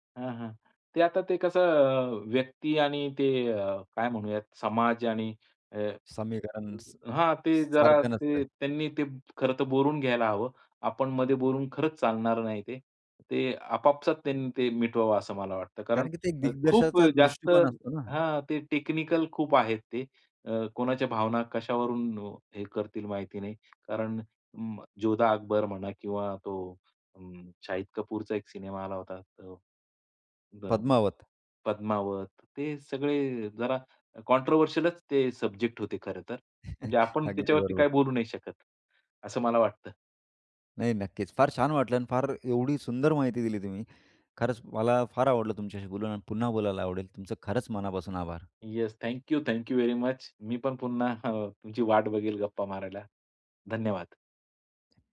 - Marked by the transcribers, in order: tapping; "दिग्दर्शकाचा" said as "दिग्दर्शाचा"; in English: "कॉंट्रोव्हर्शिअलच"; chuckle; in English: "थँक्यू व्हेरी मच"; chuckle
- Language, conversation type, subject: Marathi, podcast, पुस्तकाचे चित्रपट रूपांतर करताना सहसा काय काय गमावले जाते?